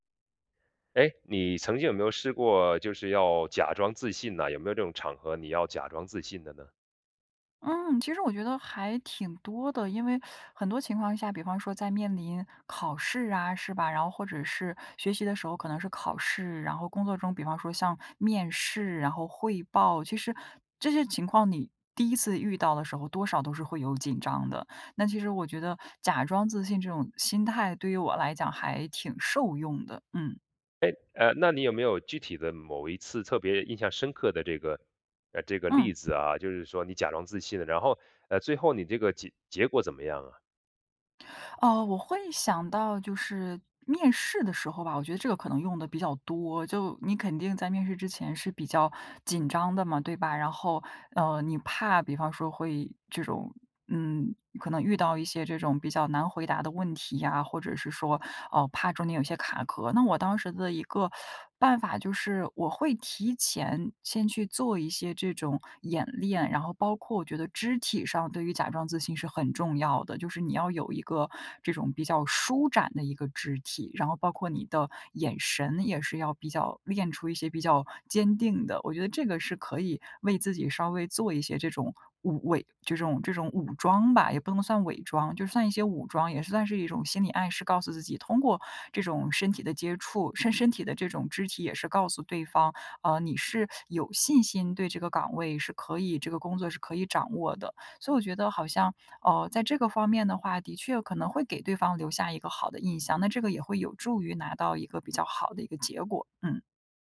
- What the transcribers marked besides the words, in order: teeth sucking
- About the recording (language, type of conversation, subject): Chinese, podcast, 你有没有用过“假装自信”的方法？效果如何？